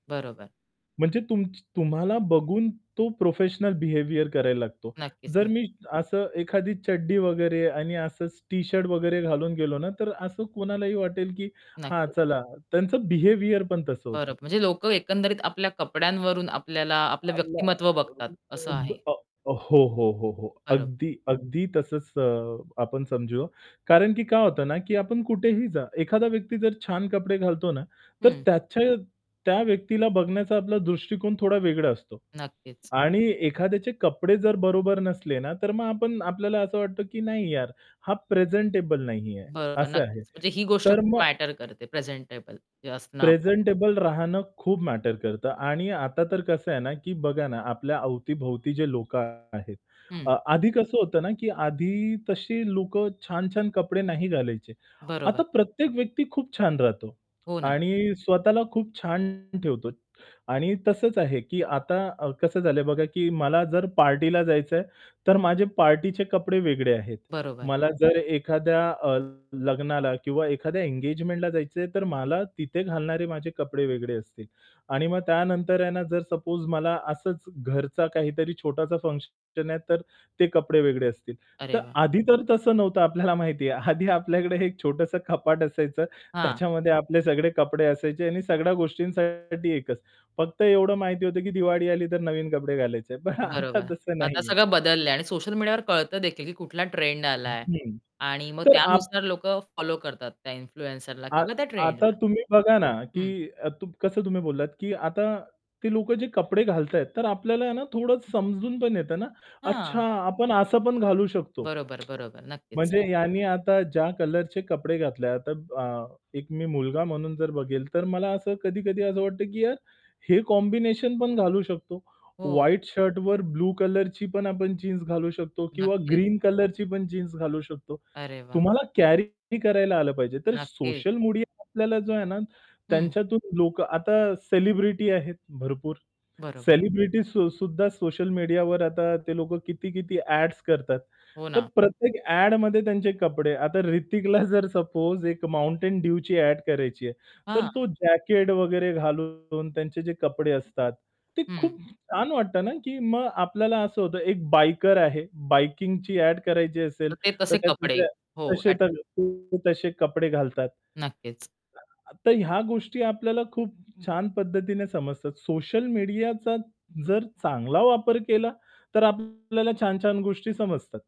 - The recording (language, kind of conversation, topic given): Marathi, podcast, सोशल मीडियामुळे तुमच्या फॅशनमध्ये काय बदल झाले?
- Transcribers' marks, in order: static; in English: "बिहेवियर"; tapping; in English: "बिहेवियर"; unintelligible speech; mechanical hum; other background noise; distorted speech; in English: "सपोज"; laughing while speaking: "आपल्याला माहिती आहे. आधी आपल्याकडे … सगळे कपडे असायचे"; laughing while speaking: "पण आता तसं नाहीये"; other noise; in English: "इन्फ्लुएन्सरला"; in English: "कॉम्बिनेशन"; horn; in English: "कॅरी"; laughing while speaking: "जर सपोज"; in English: "सपोज"; in English: "बायकर"; in English: "बाइकिंगची"